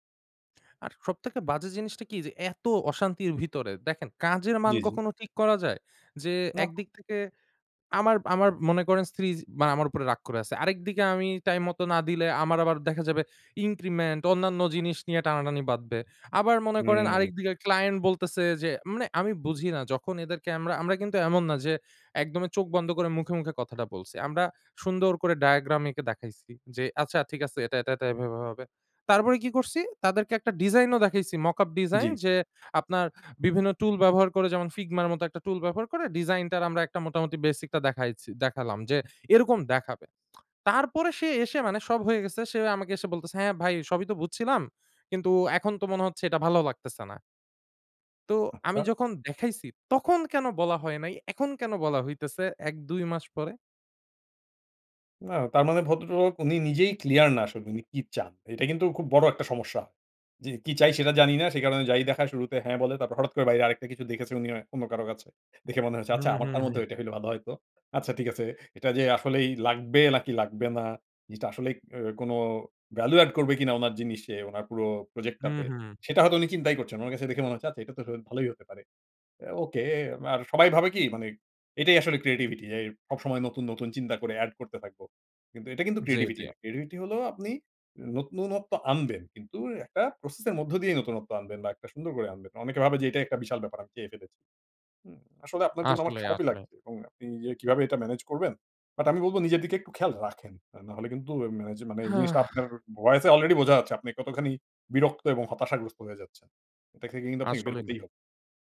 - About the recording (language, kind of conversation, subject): Bengali, advice, ডেডলাইন চাপের মধ্যে নতুন চিন্তা বের করা এত কঠিন কেন?
- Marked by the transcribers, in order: in English: "increment"; in English: "diagram"; in English: "mockup"; angry: "তখন কেন বলা হয় নাই? এখন কেন বলা হইতেছে এক-দুই মাস পরে?"; in English: "value add"; in English: "creativity"; in English: "creativity"; in English: "creativity"; "নতুনত্ব" said as "নতনুনত্ব"; sigh